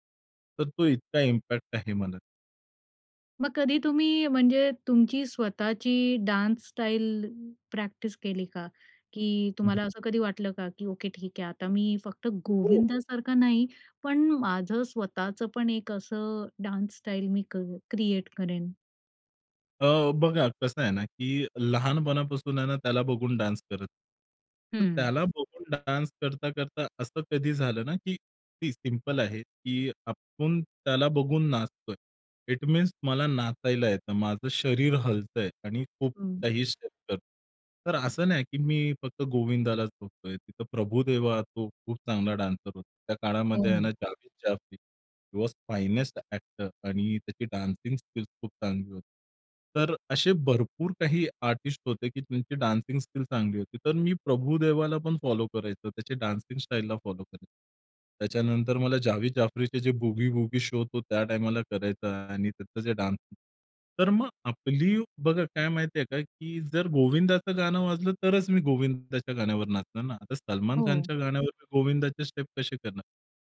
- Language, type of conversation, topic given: Marathi, podcast, आवडत्या कलाकारांचा तुमच्यावर कोणता प्रभाव पडला आहे?
- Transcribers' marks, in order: in English: "इम्पॅक्ट"; in English: "डान्स"; in English: "डान्स"; in English: "क क्रिएट"; in English: "डान्स"; in English: "डान्स"; in English: "सिम्पल"; in English: "इट मीन्स"; unintelligible speech; in English: "डान्सर"; in English: "हि वॉज फाईनेस्ट एक्टर"; in English: "डान्सिंग स्किल्स"; in English: "आर्टिस्ट"; in English: "डान्सिंग स्किल"; in English: "फॉलो"; in English: "डान्सिंग स्टाईलला फॉलो"; in English: "शो"; in English: "डान्स"; in English: "स्टेप"